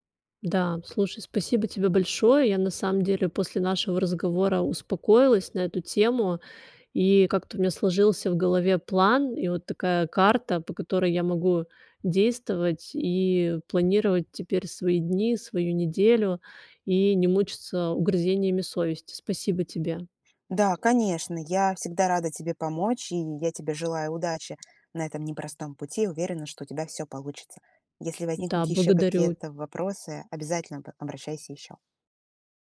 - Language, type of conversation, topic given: Russian, advice, Как мне спланировать постепенное возвращение к своим обязанностям?
- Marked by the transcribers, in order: other background noise; tapping